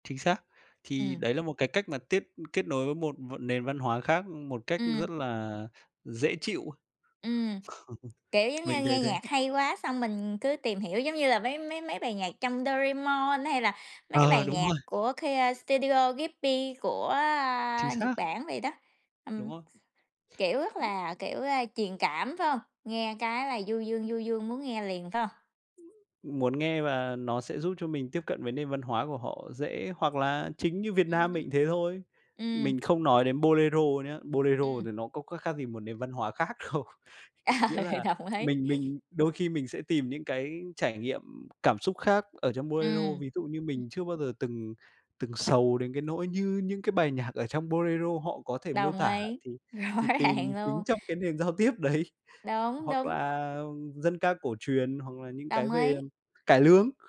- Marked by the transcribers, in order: tapping; chuckle; other background noise; unintelligible speech; other noise; laughing while speaking: "Ờ, đồng ý"; laughing while speaking: "đâu"; laughing while speaking: "rõ ràng"; laughing while speaking: "giao tiếp"
- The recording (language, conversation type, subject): Vietnamese, unstructured, Bạn nghĩ âm nhạc đóng vai trò như thế nào trong cuộc sống hằng ngày?